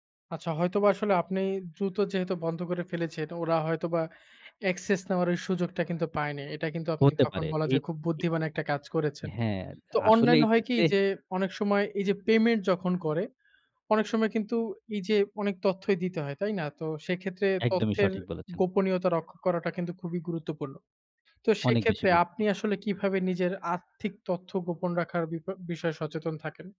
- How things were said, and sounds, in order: tapping; other background noise
- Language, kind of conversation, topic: Bengali, podcast, ডিজিটাল পেমেন্ট ব্যবহার করার সময় আপনি কীভাবে সতর্ক থাকেন?